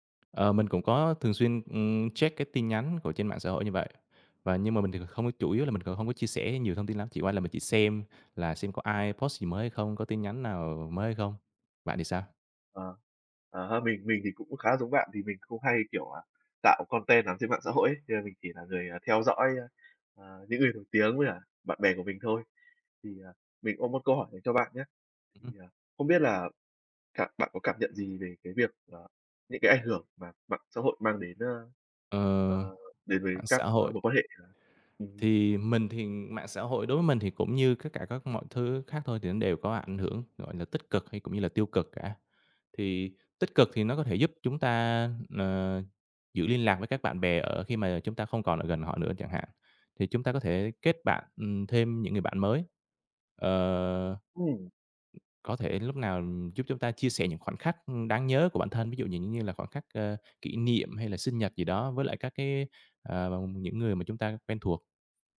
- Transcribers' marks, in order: tapping; in English: "post"; other background noise; in English: "content"
- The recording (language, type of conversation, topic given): Vietnamese, unstructured, Bạn thấy ảnh hưởng của mạng xã hội đến các mối quan hệ như thế nào?